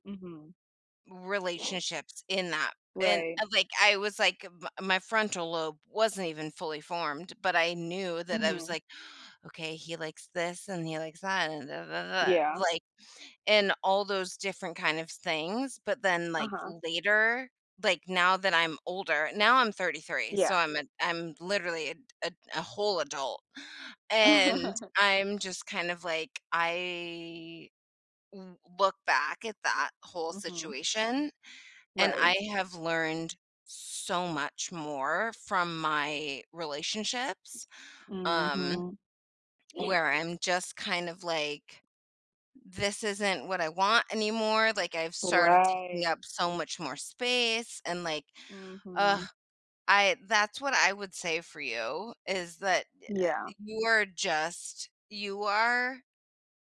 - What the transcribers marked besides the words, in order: other noise; tapping; chuckle; drawn out: "Right"
- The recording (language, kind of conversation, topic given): English, unstructured, How can couples find the right balance between independence and closeness?
- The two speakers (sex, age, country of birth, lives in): female, 20-24, United States, United States; female, 35-39, United States, United States